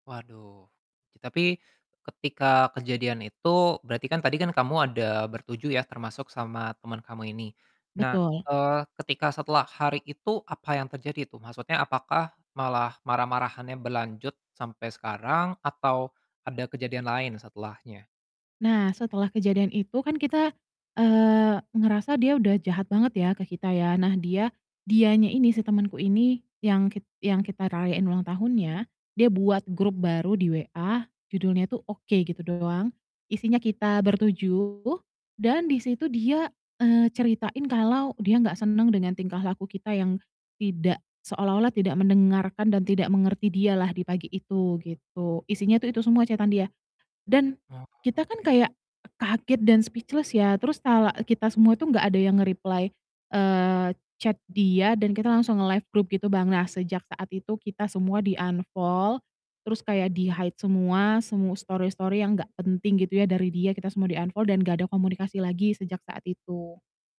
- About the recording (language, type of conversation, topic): Indonesian, advice, Bagaimana cara menjalin kembali pertemanan setelah kalian sempat putus hubungan?
- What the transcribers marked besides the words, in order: distorted speech; in English: "chat-an"; in English: "speechless"; in English: "nge-reply"; in English: "chat"; in English: "nge-left"; in English: "di-unfoll"; "di-unfollow" said as "di-unfoll"; in English: "di-hide"; in English: "di-unfoll"; "di-unfollow" said as "di-unfoll"